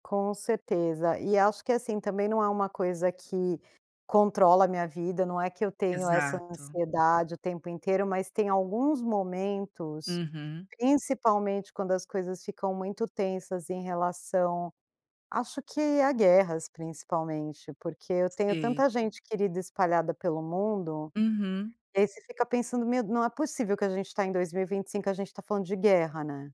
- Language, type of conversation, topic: Portuguese, advice, Como posso lidar com a incerteza e a ansiedade quando tudo parece fora de controle?
- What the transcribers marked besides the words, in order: tapping